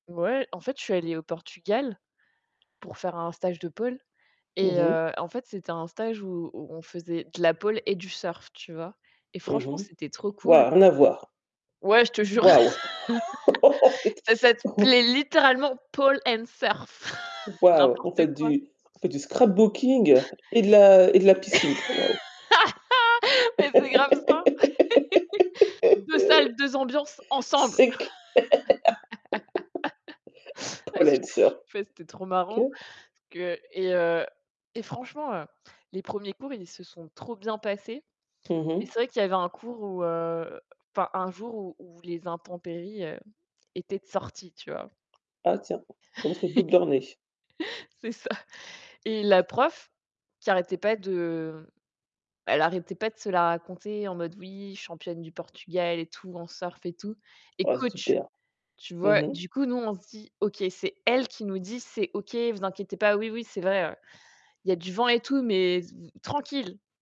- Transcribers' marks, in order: static; tapping; chuckle; laugh; unintelligible speech; laugh; in English: "pole and surf"; chuckle; other background noise; laugh; laugh; unintelligible speech; laugh; laughing while speaking: "clair"; laugh; in English: "Pole and surf"; laugh; laughing while speaking: "C'est ça"; stressed: "elle"
- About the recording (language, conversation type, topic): French, unstructured, Quels rêves aimerais-tu réaliser au cours des dix prochaines années ?